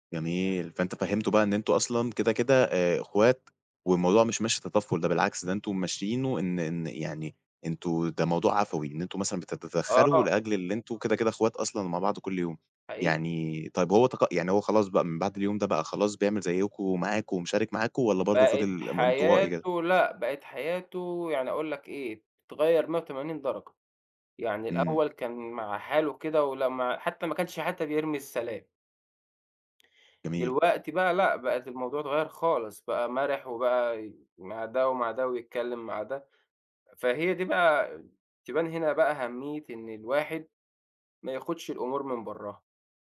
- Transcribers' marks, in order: tapping
- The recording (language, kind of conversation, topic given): Arabic, podcast, إزاي نبني جوّ أمان بين الجيران؟